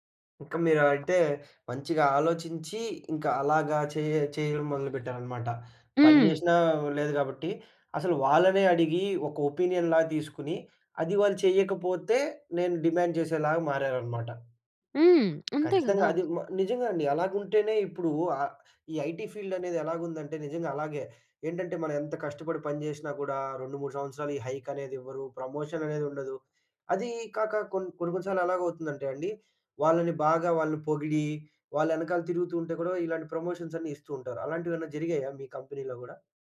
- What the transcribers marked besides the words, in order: in English: "ఒపీనియన్‌లాగా"; in English: "డిమాండ్"; other background noise; in English: "ఐటీ ఫీల్డ్"; in English: "హైక్"; in English: "ప్రమోషన్"; in English: "ప్రమోషన్స్"; in English: "కంపెనీలో"
- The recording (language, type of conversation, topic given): Telugu, podcast, ఉద్యోగంలో మీ అవసరాలను మేనేజర్‌కు మర్యాదగా, స్పష్టంగా ఎలా తెలియజేస్తారు?